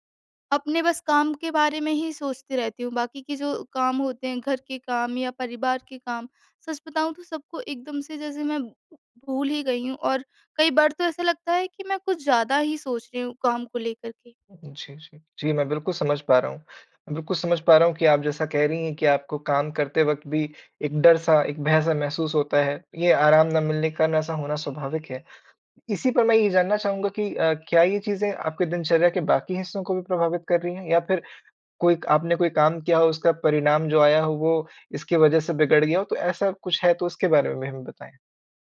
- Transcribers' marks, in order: none
- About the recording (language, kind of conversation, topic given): Hindi, advice, क्या आराम करते समय भी आपका मन लगातार काम के बारे में सोचता रहता है और आपको चैन नहीं मिलता?